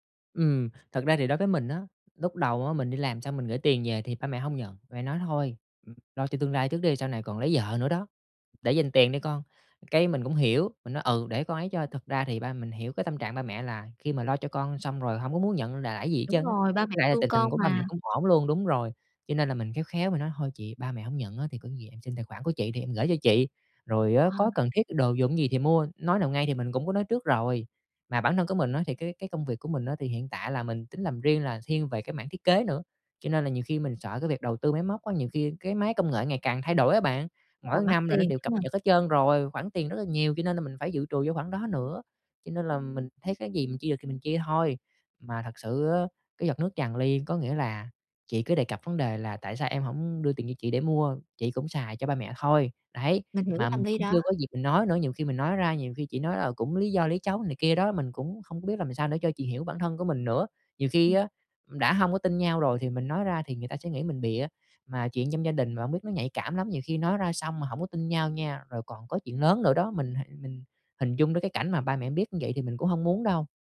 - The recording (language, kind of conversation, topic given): Vietnamese, advice, Làm sao để nói chuyện khi xảy ra xung đột về tiền bạc trong gia đình?
- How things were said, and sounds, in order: none